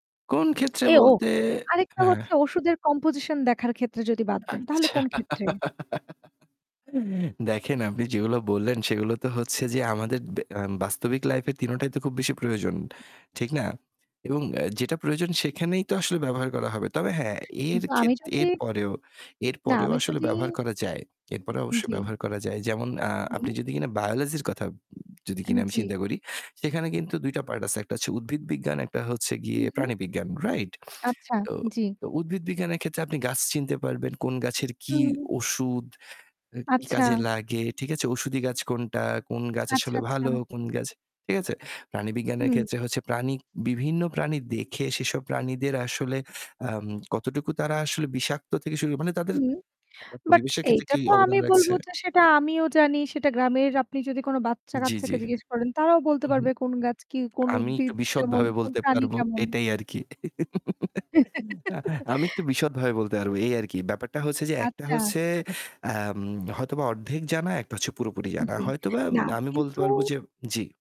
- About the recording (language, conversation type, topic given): Bengali, unstructured, শিক্ষাব্যবস্থা কি সত্যিই ছাত্রদের জন্য উপযোগী?
- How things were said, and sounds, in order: static; laugh; tapping; unintelligible speech; other background noise; chuckle; laugh